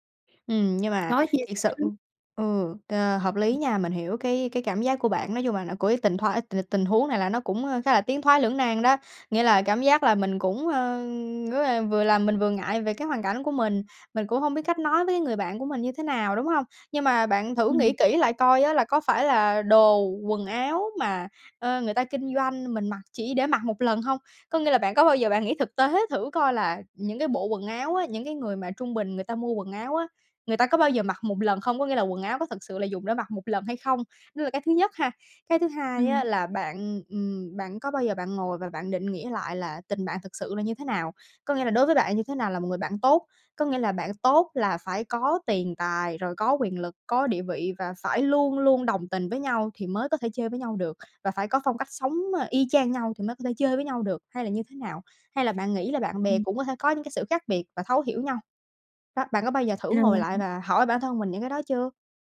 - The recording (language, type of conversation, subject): Vietnamese, advice, Bạn làm gì khi cảm thấy bị áp lực phải mua sắm theo xu hướng và theo mọi người xung quanh?
- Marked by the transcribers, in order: tapping; unintelligible speech; other background noise